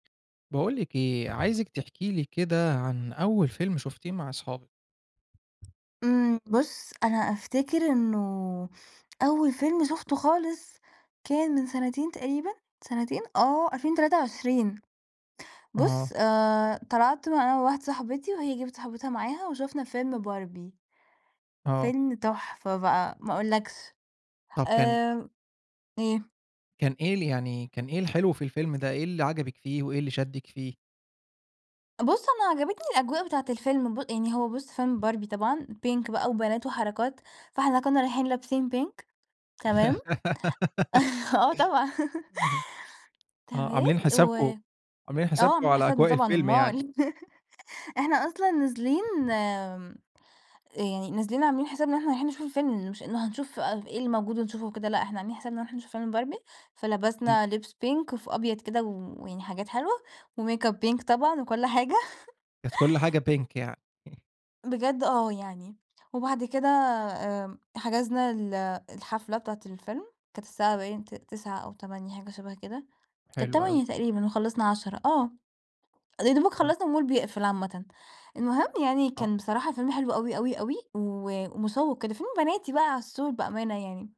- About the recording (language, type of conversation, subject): Arabic, podcast, فاكر أول فيلم شفته في السينما كان إيه؟
- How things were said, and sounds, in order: tapping; in English: "pink"; laugh; in English: "pink"; laughing while speaking: "آه طبعًا"; laugh; chuckle; other noise; in English: "pink"; in English: "وmakeup pink"; laughing while speaking: "حاجة"; in English: "pink"